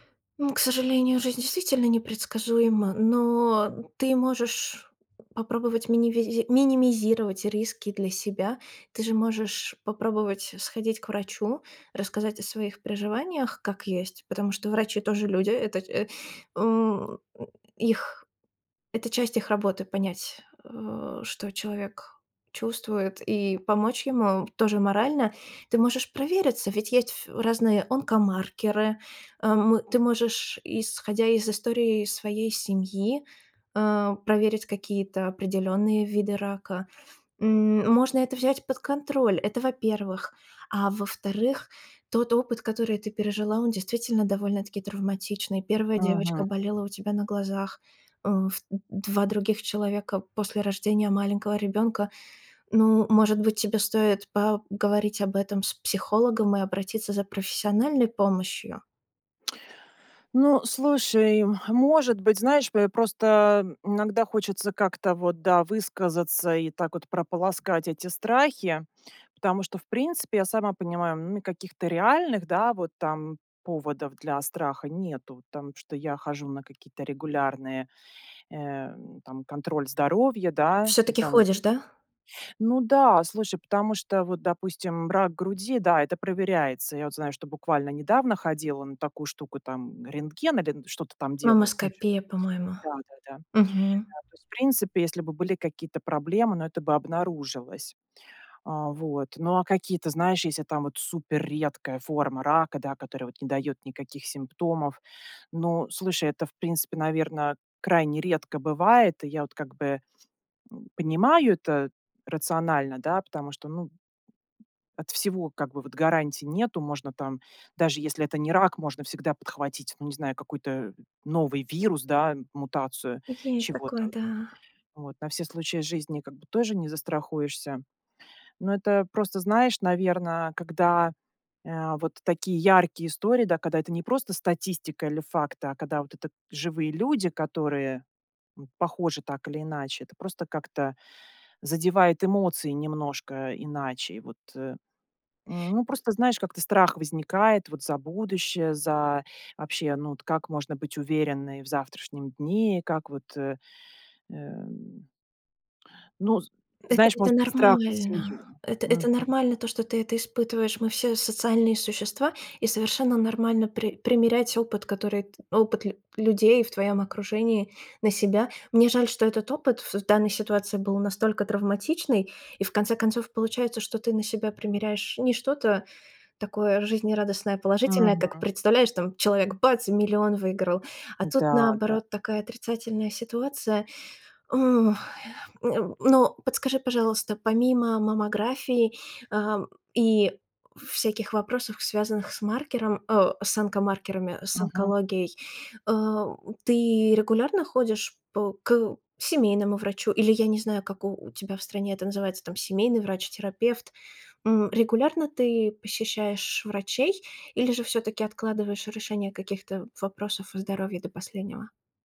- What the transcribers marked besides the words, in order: tapping; other background noise; unintelligible speech; stressed: "бац"; sigh
- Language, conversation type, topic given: Russian, advice, Как вы справляетесь с навязчивыми переживаниями о своём здоровье, когда реальной угрозы нет?
- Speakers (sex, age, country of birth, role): female, 30-34, Russia, advisor; female, 40-44, Russia, user